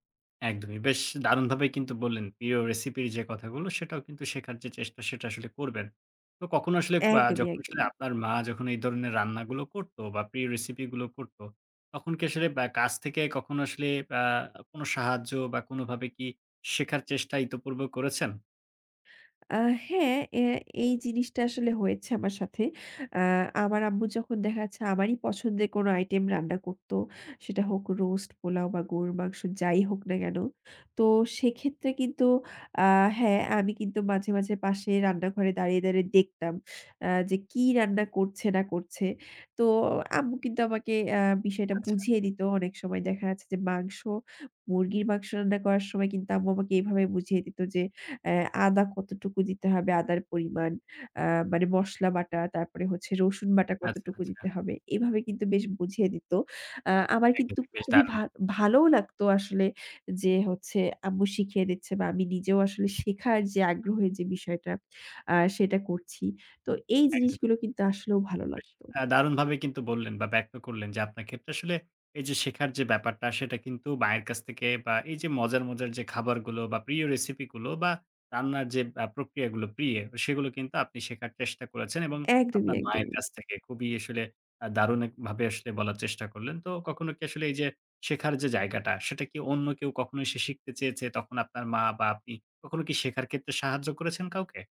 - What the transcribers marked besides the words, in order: other background noise; tapping
- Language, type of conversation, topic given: Bengali, podcast, তোমাদের বাড়ির সবচেয়ে পছন্দের রেসিপি কোনটি?